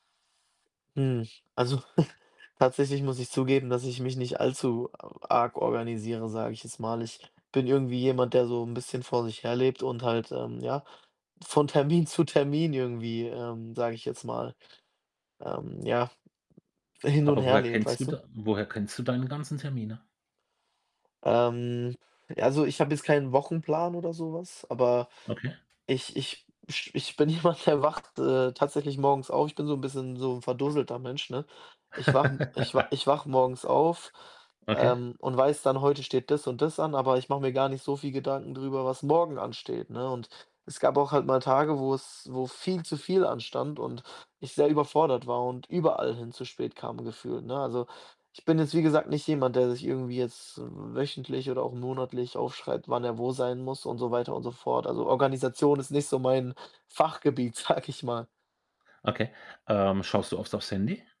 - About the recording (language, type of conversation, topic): German, advice, Warum komme ich immer wieder zu Terminen und Treffen zu spät?
- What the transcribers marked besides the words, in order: other background noise; snort; tapping; laughing while speaking: "ich bin jemand, der wacht"; laugh; laughing while speaking: "sage ich"